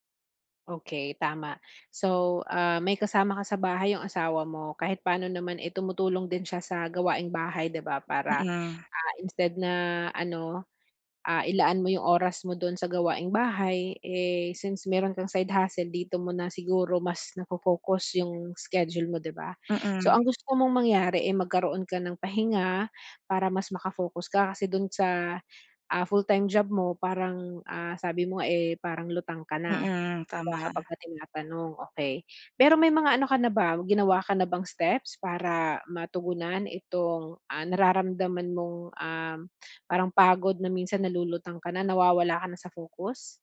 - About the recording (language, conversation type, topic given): Filipino, advice, Paano ako makakapagpahinga agad para maibalik ang pokus?
- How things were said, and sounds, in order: unintelligible speech